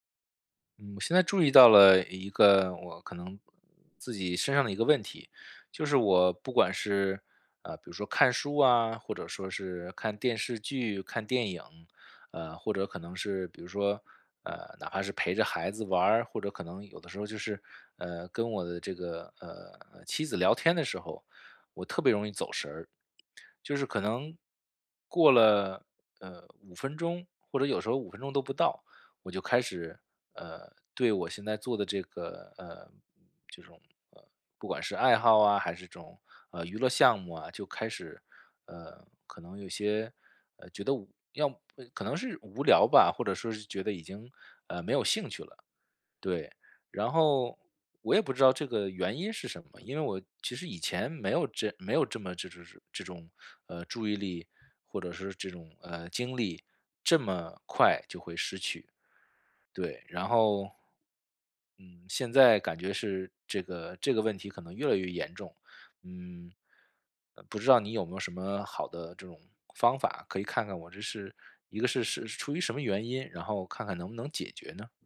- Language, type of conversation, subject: Chinese, advice, 看电影或听音乐时总是走神怎么办？
- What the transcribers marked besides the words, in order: none